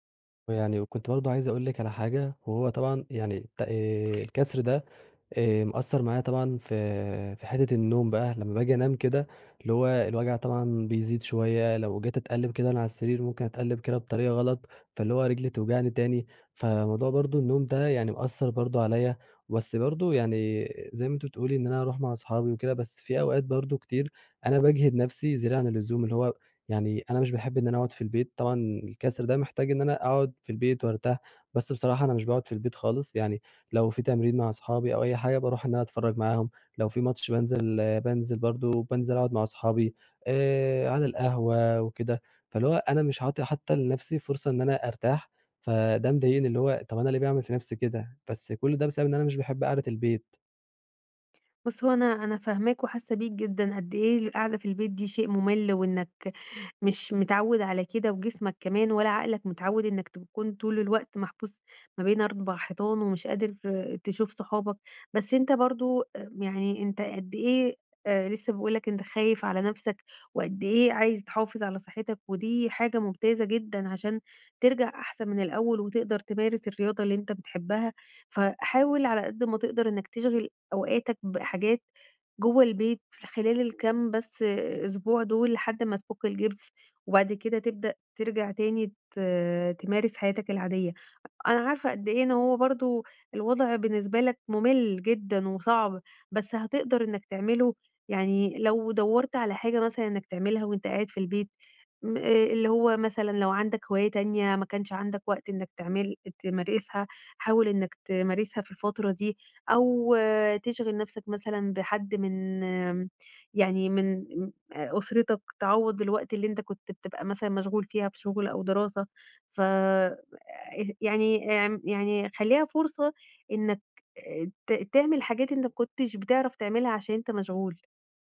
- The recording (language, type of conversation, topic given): Arabic, advice, إزاي أتعامل مع وجع أو إصابة حصلتلي وأنا بتمرن وأنا متردد أكمل؟
- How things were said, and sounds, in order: other background noise; other noise